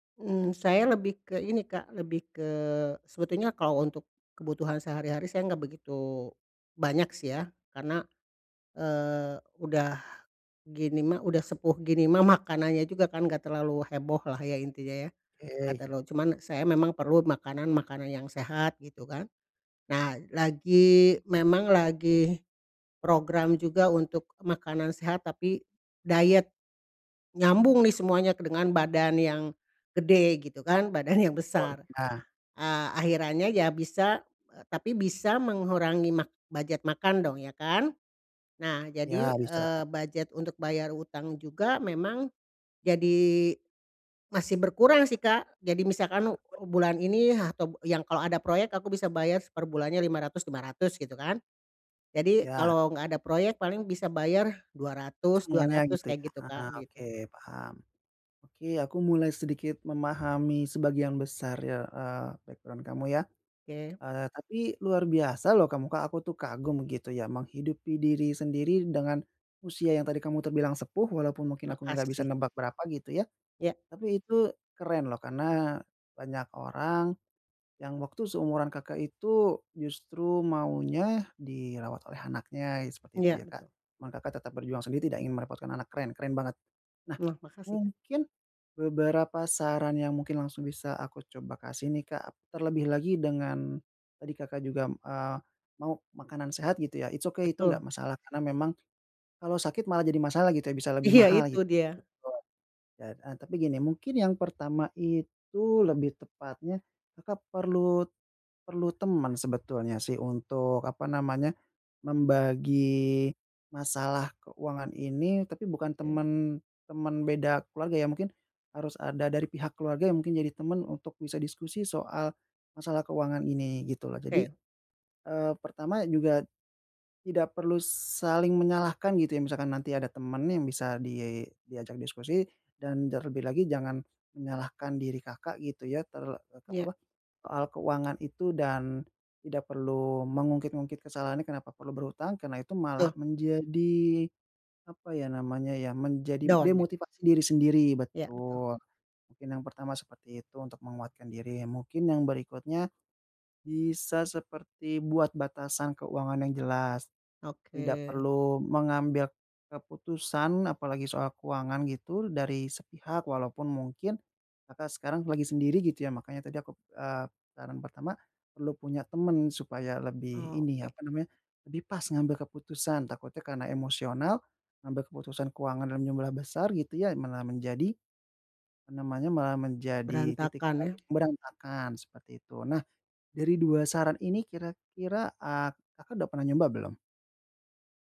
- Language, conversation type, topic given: Indonesian, advice, Bagaimana cara menyeimbangkan pembayaran utang dengan kebutuhan sehari-hari setiap bulan?
- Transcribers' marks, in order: "terlalu" said as "terlu"; laughing while speaking: "badan"; unintelligible speech; in English: "background"; in English: "it's okay"; laughing while speaking: "Iya"; unintelligible speech; tapping; in English: "Down"